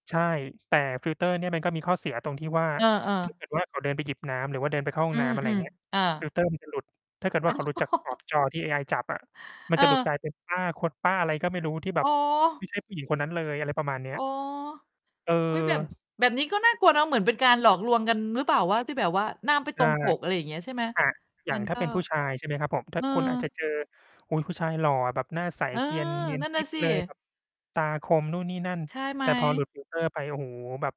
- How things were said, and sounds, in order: distorted speech; laughing while speaking: "อ้าว !"; laugh; tapping; static
- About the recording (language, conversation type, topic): Thai, unstructured, คุณคิดว่าเทคโนโลยีสามารถช่วยสร้างแรงบันดาลใจในชีวิตได้ไหม?